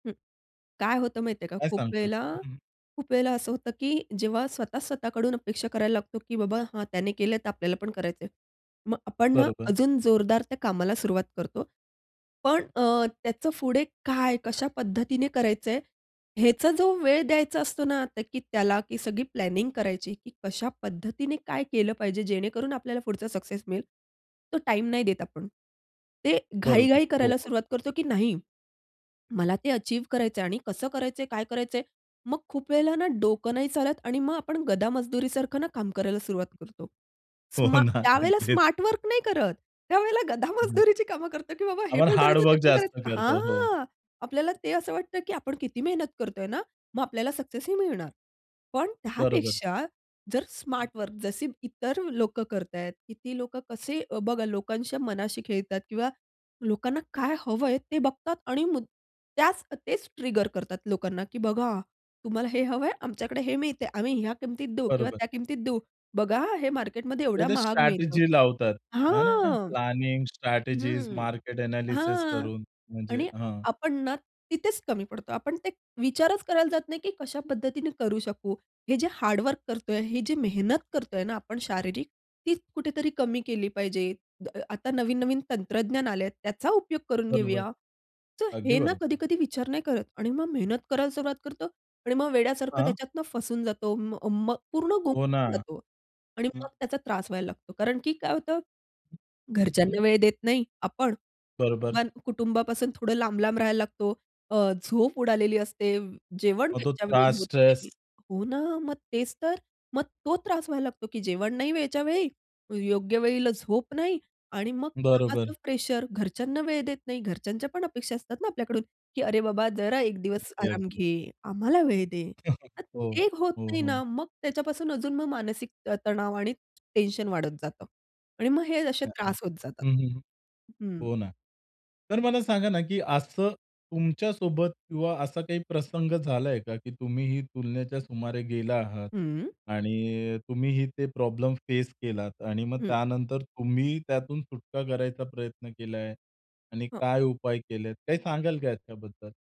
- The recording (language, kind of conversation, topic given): Marathi, podcast, तुलना करायची सवय सोडून मोकळं वाटण्यासाठी तुम्ही काय कराल?
- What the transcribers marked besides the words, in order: other background noise; in English: "प्लॅनिंग"; laughing while speaking: "हो ना. अगदी"; laughing while speaking: "त्यावेळेला गधा मजदुरीची कामं करतो, की बाबा हे पण करायचं"; other noise; tapping; chuckle; unintelligible speech